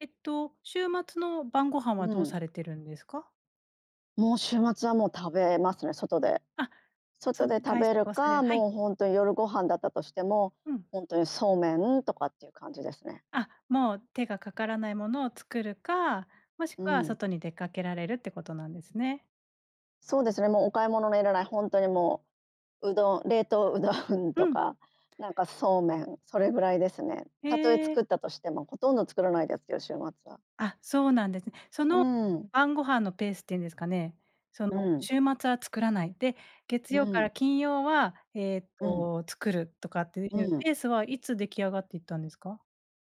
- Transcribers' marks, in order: laughing while speaking: "うどんとか"
- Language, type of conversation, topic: Japanese, podcast, 晩ごはんはどうやって決めていますか？
- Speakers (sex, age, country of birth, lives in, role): female, 40-44, Japan, Japan, host; female, 50-54, Japan, Japan, guest